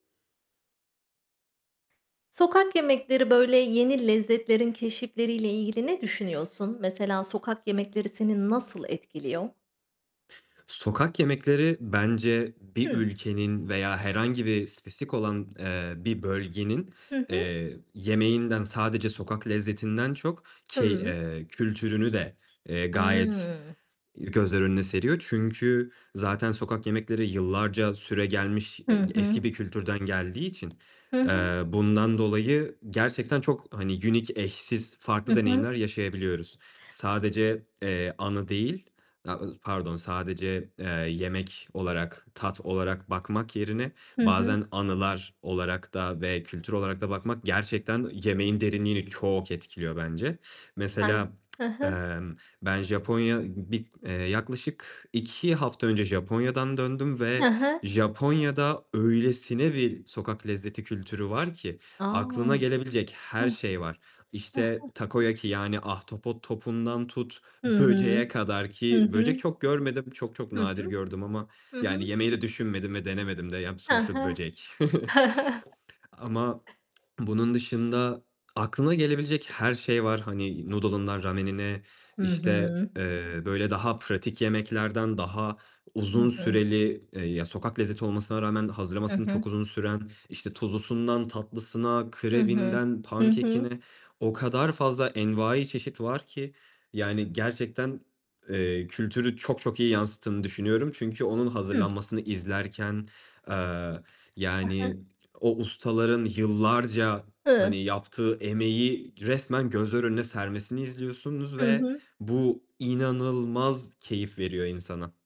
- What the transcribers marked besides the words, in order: other background noise; background speech; "spesifik" said as "spesik"; in English: "unique"; unintelligible speech; stressed: "çok"; unintelligible speech; tsk; surprised: "A!"; chuckle; stressed: "inanılmaz"
- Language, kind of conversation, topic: Turkish, podcast, Sokak yemekleri ve yeni lezzetler keşfetmek hakkında ne düşünüyorsun?